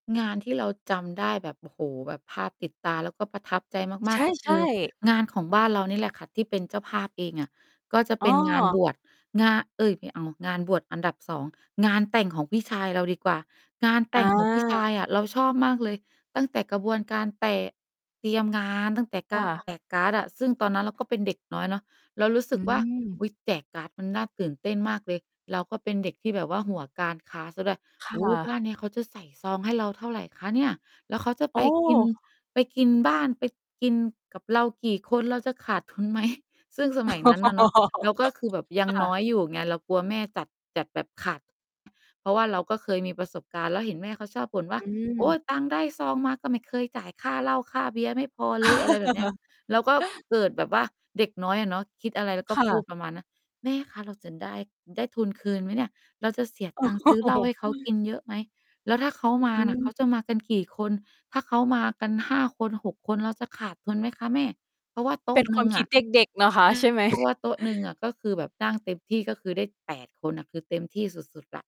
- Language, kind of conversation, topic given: Thai, podcast, คุณยังจำอาหารในงานบุญหรือพิธีไหนได้แม่นที่สุด และมันเป็นเมนูอะไร?
- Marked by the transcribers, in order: mechanical hum; distorted speech; laughing while speaking: "ทุนไหม ?"; laugh; tapping; laugh; laugh; unintelligible speech